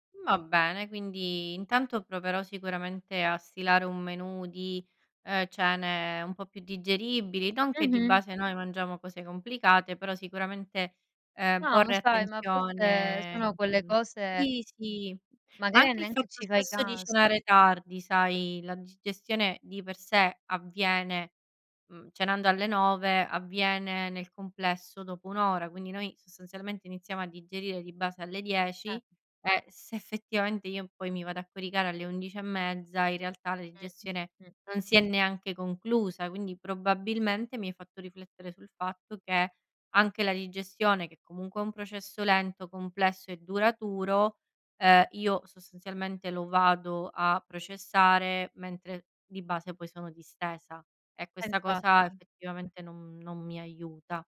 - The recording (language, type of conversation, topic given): Italian, advice, Come posso gestire le ruminazioni notturne che mi impediscono di dormire?
- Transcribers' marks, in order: other background noise; tapping